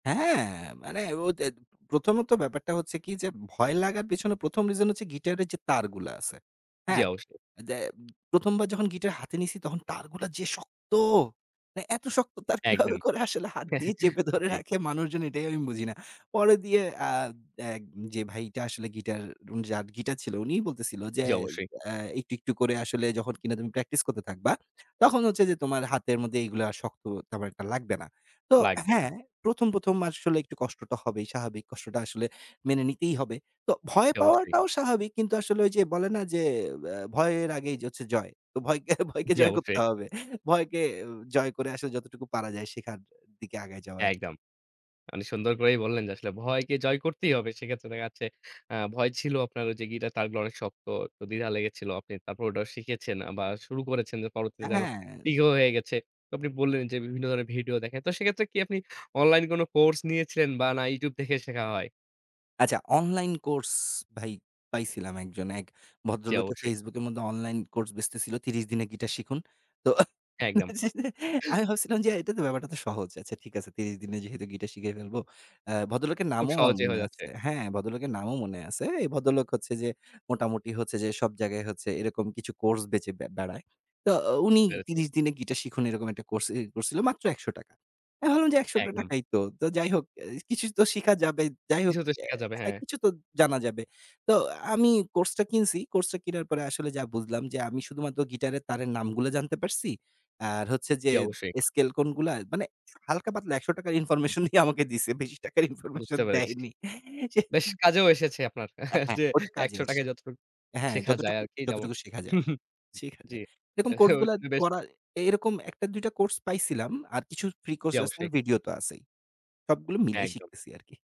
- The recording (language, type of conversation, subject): Bengali, podcast, নতুন দক্ষতা আয়ত্তে আনার তোমার সেরা উপায় কী?
- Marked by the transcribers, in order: surprised: "শক্ত!"; laughing while speaking: "মানে, এত শক্ত তার কীভাবে … আমি বুঝি না"; chuckle; laughing while speaking: "তো ভয়কে, ভয়কে জয় করতে হবে"; laughing while speaking: "তো আমি ভাবছিলাম যে, এটা তো ব্যাপারটা তো সহজ"; chuckle; throat clearing; laughing while speaking: "ইনফরমেশনই আমাকে দিছে। বেশি টাকার ইনফরমেশন দেয়নি। সে"; chuckle; chuckle; laughing while speaking: "এ বেশ"